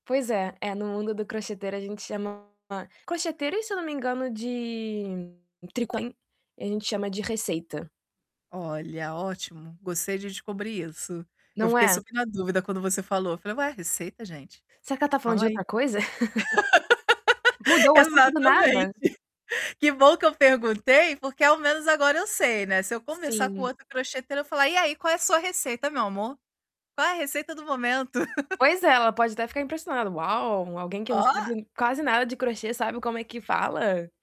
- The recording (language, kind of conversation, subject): Portuguese, advice, Como posso equilibrar meu trabalho com o tempo dedicado a hobbies criativos?
- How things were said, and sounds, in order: distorted speech; unintelligible speech; tapping; laugh; laugh